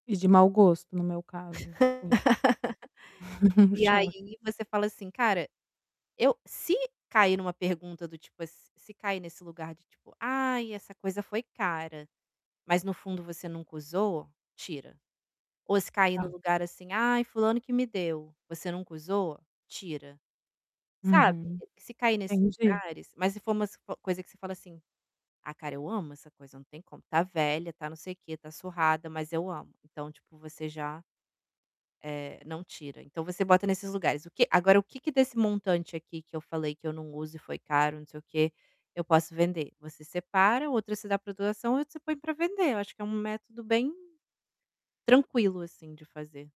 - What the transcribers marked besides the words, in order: tapping; static; laugh; chuckle
- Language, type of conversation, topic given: Portuguese, advice, Como posso viver com mais intenção e com menos coisas?